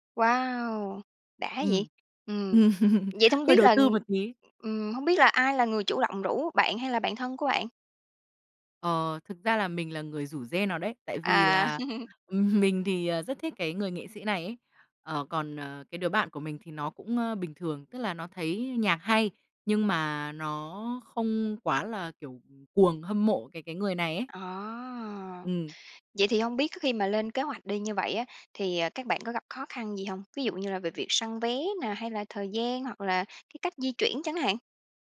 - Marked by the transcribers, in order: laughing while speaking: "ừm"; tapping; laugh; laughing while speaking: "ừm"
- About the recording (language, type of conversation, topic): Vietnamese, podcast, Bạn có kỷ niệm nào khi đi xem hòa nhạc cùng bạn thân không?
- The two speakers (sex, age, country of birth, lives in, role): female, 25-29, Vietnam, Vietnam, guest; female, 30-34, Vietnam, Vietnam, host